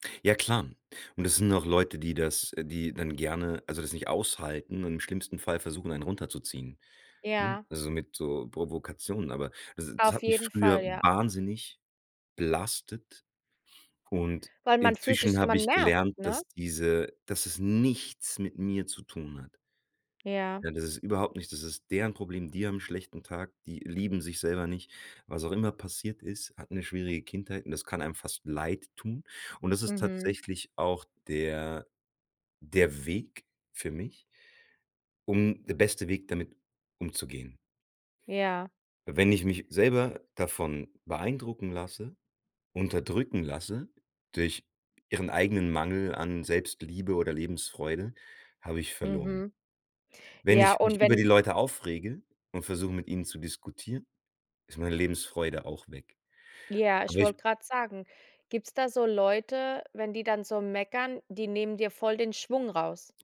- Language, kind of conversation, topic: German, podcast, Wie drückst du dich kreativ aus?
- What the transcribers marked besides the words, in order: stressed: "wahnsinnig"; stressed: "nichts"; other background noise